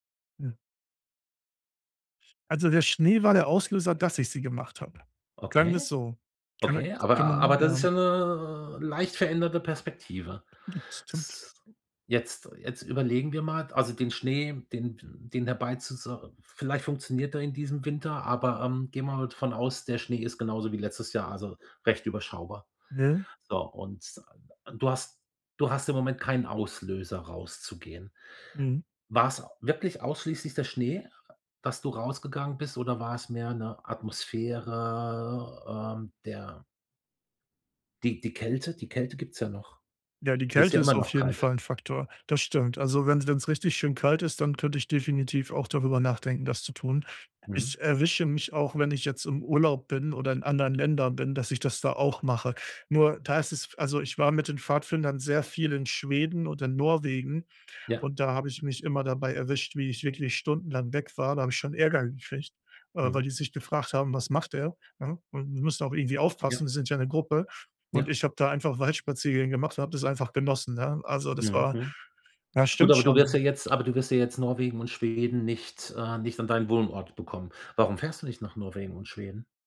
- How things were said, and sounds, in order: drawn out: "'ne"; other noise
- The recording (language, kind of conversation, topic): German, advice, Wie kann ich mich an ein neues Klima und Wetter gewöhnen?